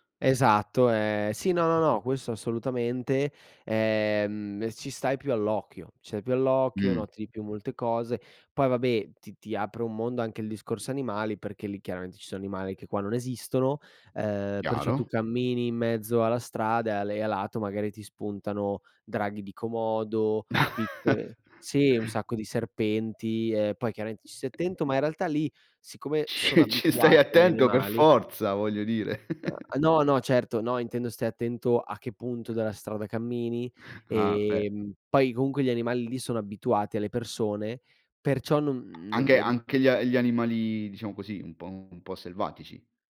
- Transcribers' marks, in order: other background noise; "questo" said as "quesso"; tapping; chuckle; laughing while speaking: "Ci ci stai attento per forza, voglio dire"; other noise; giggle
- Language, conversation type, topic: Italian, podcast, Qual è il viaggio che ti ha cambiato la vita?